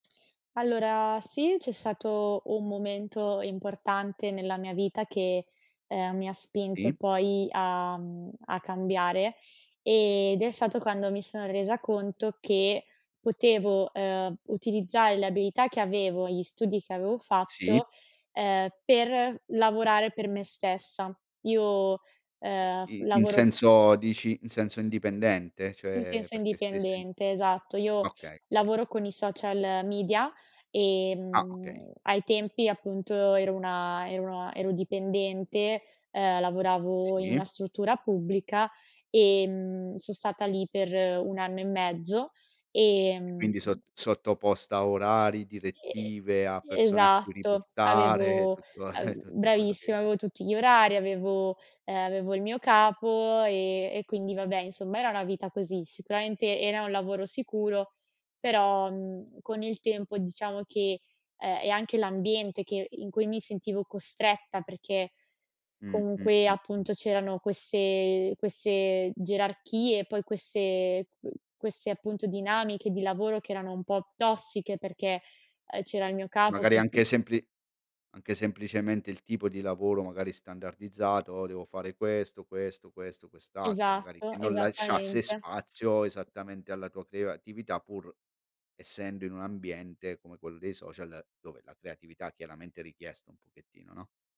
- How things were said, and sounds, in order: chuckle; other background noise; unintelligible speech; "creatività" said as "creoatività"
- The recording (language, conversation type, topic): Italian, podcast, Qual è stato un momento in cui la tua creatività ti ha cambiato?